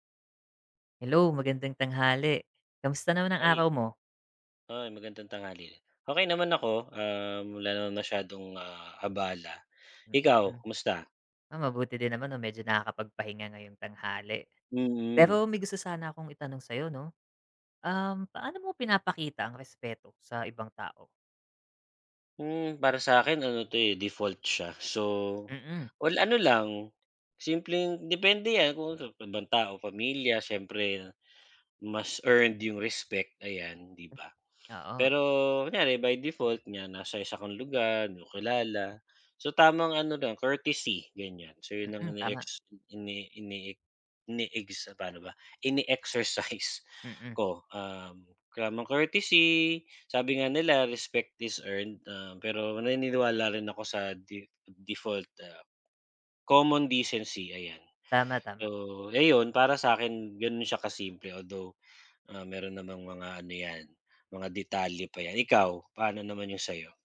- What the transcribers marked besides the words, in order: tapping; sniff; in English: "respect is earned"; in English: "common decency"
- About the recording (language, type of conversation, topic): Filipino, unstructured, Paano mo ipinapakita ang respeto sa ibang tao?
- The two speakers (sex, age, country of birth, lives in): male, 35-39, Philippines, Philippines; male, 40-44, Philippines, Philippines